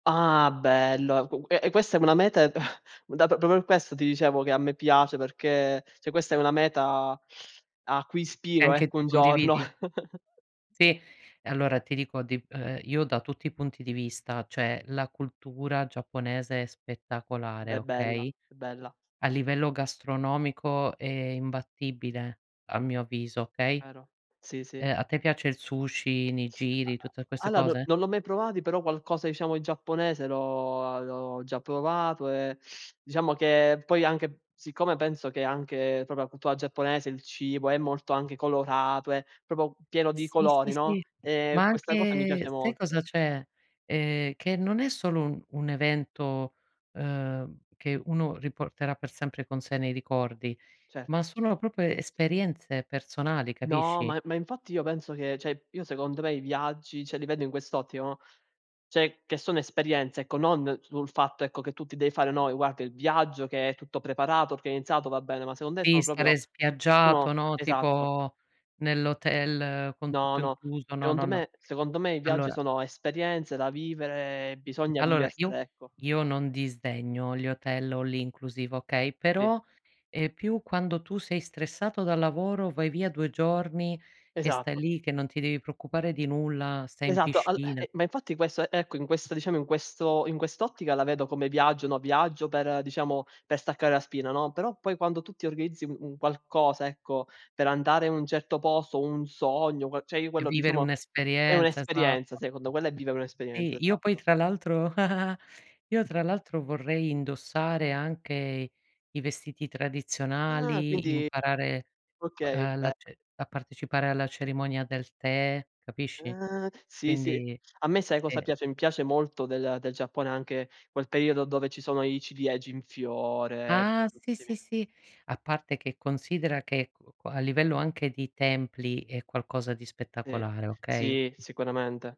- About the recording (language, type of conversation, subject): Italian, unstructured, Qual è il viaggio dei tuoi sogni e perché?
- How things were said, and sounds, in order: chuckle; "proprio" said as "propo"; "cioè" said as "ceh"; laughing while speaking: "giorno"; chuckle; other background noise; "cioè" said as "ceh"; "allora" said as "alloa"; "proprio" said as "propo"; "proprio" said as "propo"; "proprio" said as "propo"; "cioè" said as "ceh"; "cioè" said as "ceh"; "cioè" said as "ceh"; "proprio" said as "propio"; tapping; in English: "all-inclusive"; exhale; "cioè" said as "ceh"; giggle